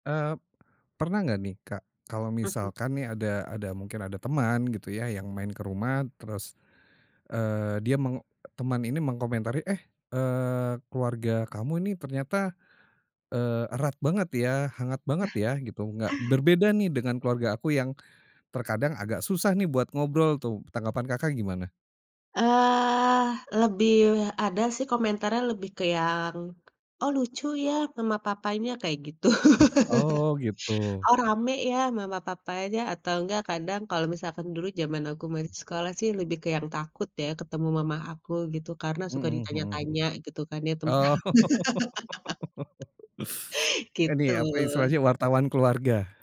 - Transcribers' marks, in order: other background noise; chuckle; tapping; laughing while speaking: "gitu"; laugh; laugh; laughing while speaking: "tentang"; laugh
- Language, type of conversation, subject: Indonesian, podcast, Bagaimana cara membangun komunikasi yang terbuka di dalam keluarga?